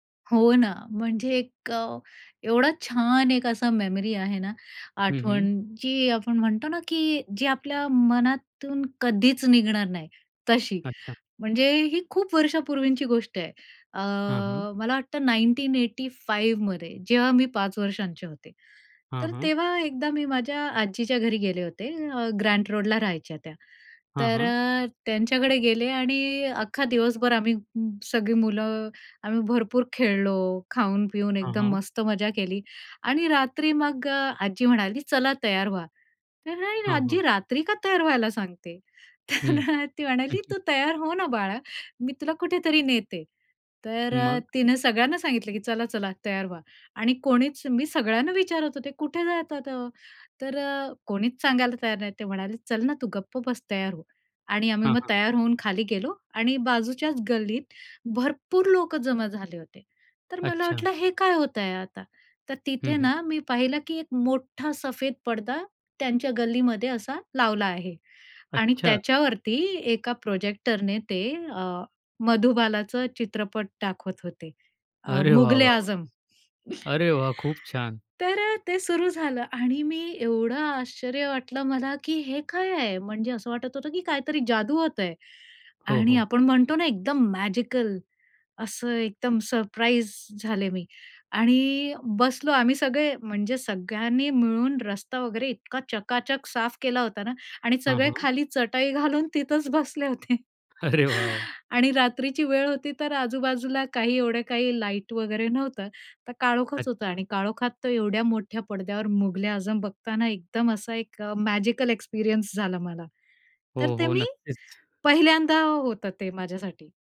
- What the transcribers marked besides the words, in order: in English: "मेमरी"; in English: "नाईंटीन एटी फाईव्ह मध्ये"; laughing while speaking: "तर अ"; chuckle; cough; in English: "मॅजिकल"; in English: "सरप्राईज"; drawn out: "आणि"; laughing while speaking: "घालून तिथंच बसले होते"; chuckle; laughing while speaking: "अरे वाह, वाह!"; in English: "लाईट"; in English: "मॅजिकल एक्सपिरियन्स"
- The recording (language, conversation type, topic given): Marathi, podcast, कुटुंबासोबतच्या त्या जुन्या चित्रपटाच्या रात्रीचा अनुभव तुला किती खास वाटला?